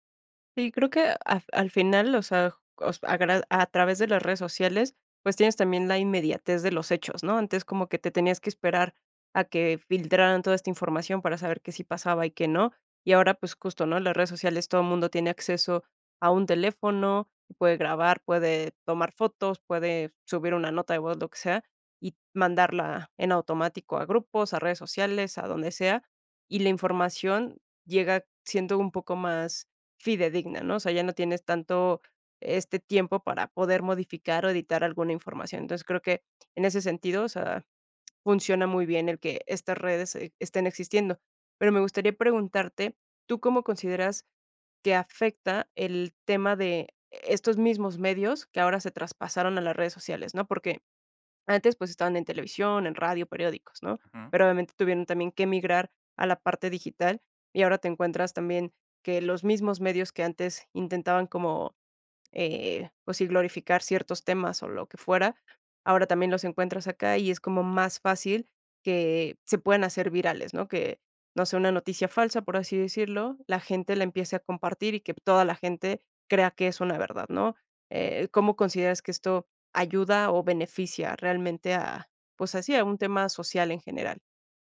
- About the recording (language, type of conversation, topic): Spanish, podcast, ¿Qué papel tienen los medios en la creación de héroes y villanos?
- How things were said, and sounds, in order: none